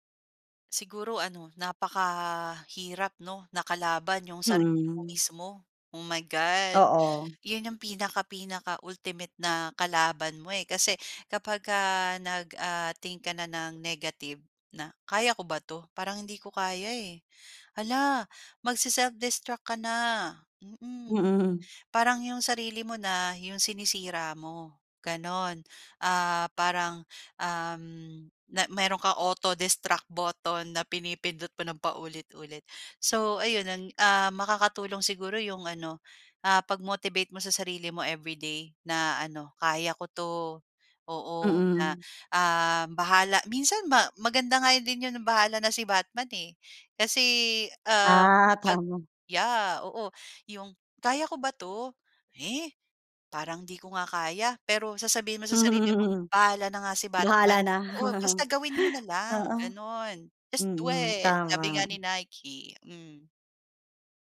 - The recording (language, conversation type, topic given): Filipino, podcast, Paano mo maiiwasang mawalan ng gana sa pag-aaral?
- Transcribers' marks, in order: other background noise; laughing while speaking: "Ah"; put-on voice: "Eh, parang 'di ko nga kaya"; laughing while speaking: "Hmm, bahala na"; joyful: "Just do it!"